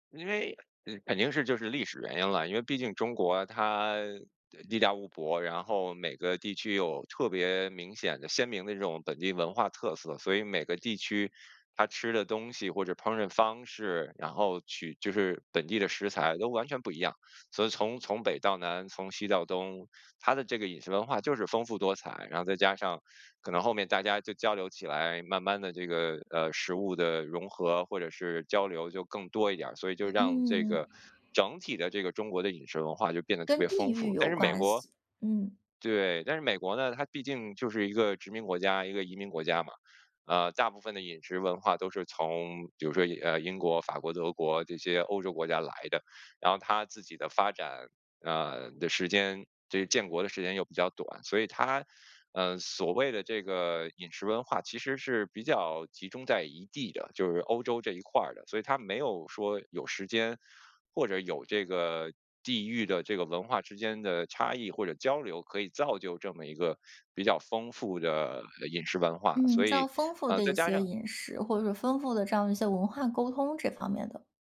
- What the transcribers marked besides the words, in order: tapping
- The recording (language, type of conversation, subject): Chinese, podcast, 有没有哪次吃到某种食物，让你瞬间理解了当地文化？